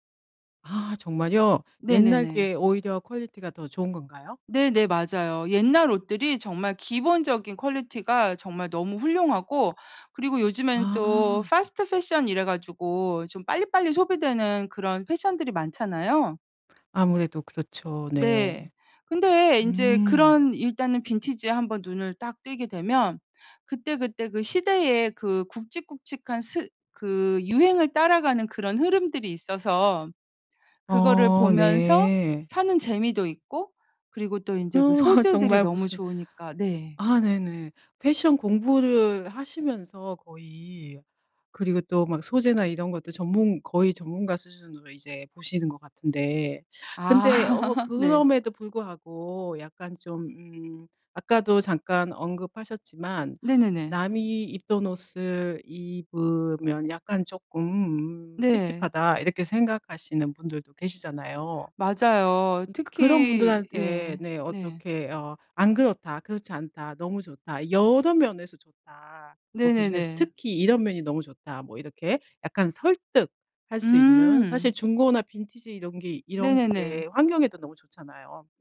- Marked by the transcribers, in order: put-on voice: "패스트 패션"; in English: "패스트 패션"; other background noise; laugh; laugh
- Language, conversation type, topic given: Korean, podcast, 중고 옷이나 빈티지 옷을 즐겨 입으시나요? 그 이유는 무엇인가요?